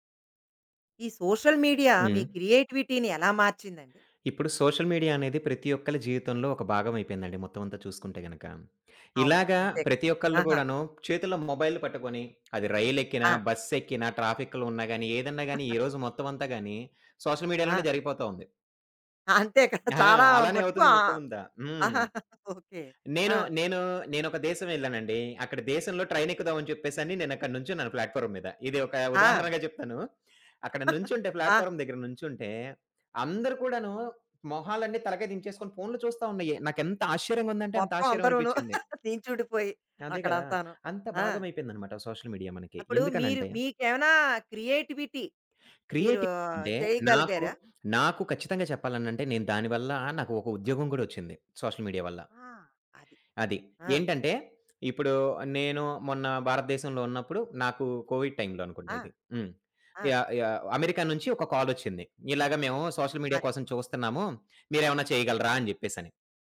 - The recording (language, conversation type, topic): Telugu, podcast, సోషల్ మీడియా మీ క్రియేటివిటీని ఎలా మార్చింది?
- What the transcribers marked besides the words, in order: in English: "సోషల్ మీడియా"; in English: "క్రియేటివిటీ‌ని"; in English: "సోషల్ మీడియా"; in English: "మొబైల్"; other background noise; in English: "ట్రాఫిక్‌లో"; chuckle; tapping; in English: "సోషల్ మీడియా‌లోనే"; chuckle; chuckle; in English: "ట్రైన్"; in English: "ప్లాట్‌ఫా‌ర్మ్"; chuckle; in English: "ప్లాట్‌ఫా‌ర్మ్"; chuckle; in English: "సోషల్ మీడియా"; in English: "క్రియేటివిటీ"; in English: "క్రియేటివిటీ"; in English: "సోషల్ మీడియా"; lip smack; in English: "కోవిడ్ టైంలో"; in English: "యాహ్! యాహ్!"; in English: "సోషల్ మీడియా"